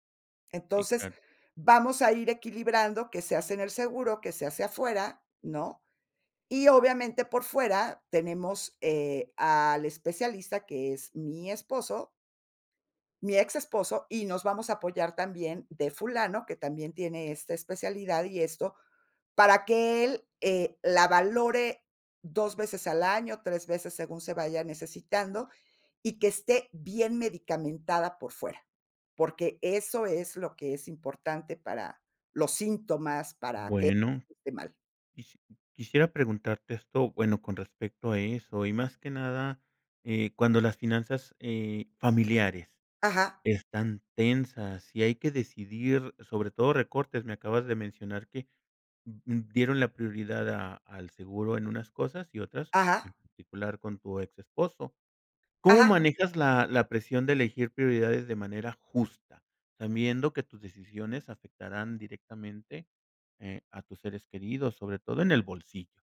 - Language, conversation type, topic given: Spanish, podcast, ¿Cómo manejas las decisiones cuando tu familia te presiona?
- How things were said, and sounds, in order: unintelligible speech